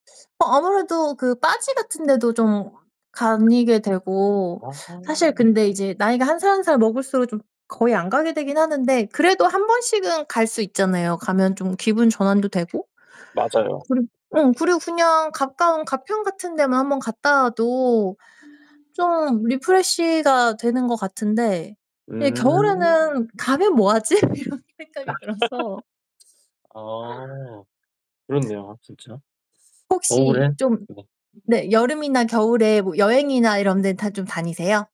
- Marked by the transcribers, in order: other background noise; "다니게" said as "가니게"; distorted speech; laughing while speaking: "이런 생각이 들어서"; laughing while speaking: "아"; laugh
- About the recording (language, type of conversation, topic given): Korean, unstructured, 여름과 겨울 중 어느 계절을 더 좋아하시나요?